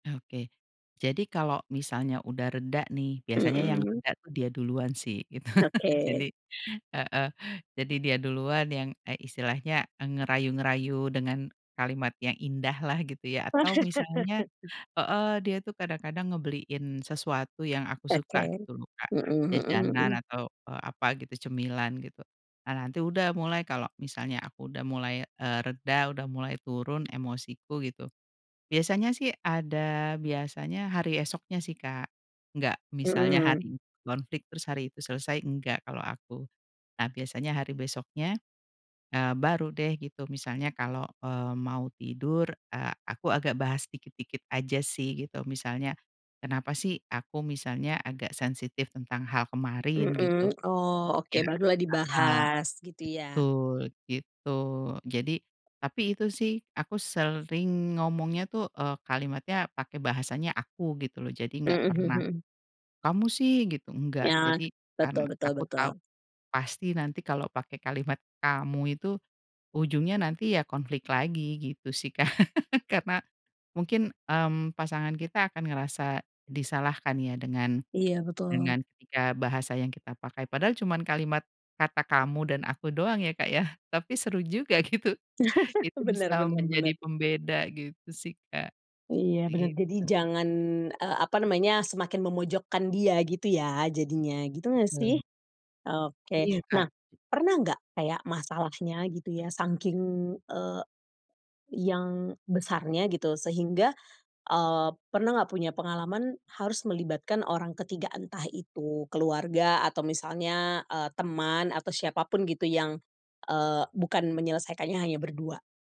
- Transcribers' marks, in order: other background noise; laughing while speaking: "gitu"; chuckle; laugh; "sering" said as "serling"; chuckle; chuckle; laughing while speaking: "gitu"
- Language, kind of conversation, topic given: Indonesian, podcast, Bagaimana cara keluarga membicarakan masalah tanpa saling menyakiti?